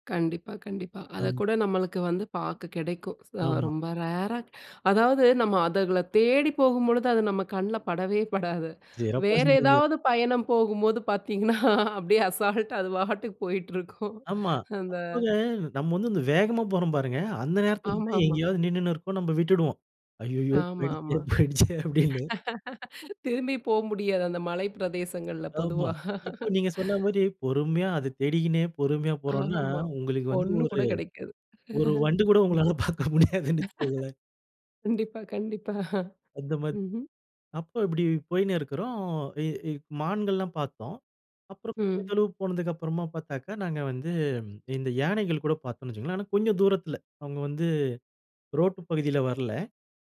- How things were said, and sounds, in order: chuckle; laughing while speaking: "பார்த்தீங்கன்னா, அப்டியே அசால்டா அது பாட்டுக்கு போயிட்டிருக்கும்"; in English: "அசால்டா"; laughing while speaking: "ஐய்யயோ! போய்டுச்சே, போய்டுச்சே! அப்டின்னு"; laugh; laughing while speaking: "திரும்பி போ முடியாது அந்த மலை பிரதேசங்கள்ல. பொதுவா"; laughing while speaking: "வண்டு கூட உங்களால பார்க்க முடியாதுன்னு வச்சுக்கோங்களேன்!"; laugh; chuckle
- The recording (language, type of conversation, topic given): Tamil, podcast, பசுமைச் சூழலில் வனவிலங்குகளை சந்தித்த உங்கள் பயண அனுபவத்தைப் பகிர முடியுமா?